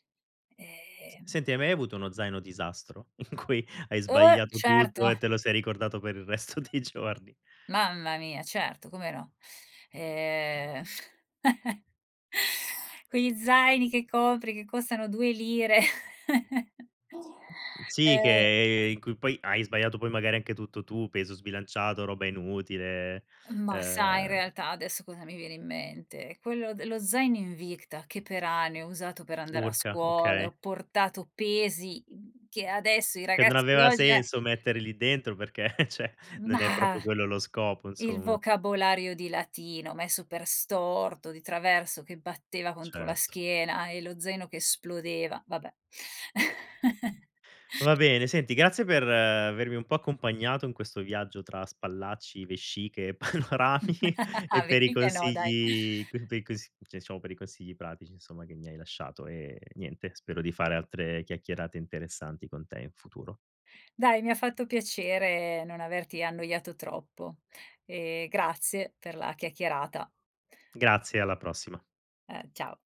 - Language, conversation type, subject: Italian, podcast, Quali sono i tuoi consigli per preparare lo zaino da trekking?
- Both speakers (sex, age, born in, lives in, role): female, 45-49, Italy, Italy, guest; male, 40-44, Italy, Italy, host
- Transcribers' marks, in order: laughing while speaking: "In cui"; laughing while speaking: "resto deI giorni?"; chuckle; chuckle; chuckle; "cioè" said as "ceh"; "proprio" said as "propio"; chuckle; laughing while speaking: "panorami"; chuckle; unintelligible speech; unintelligible speech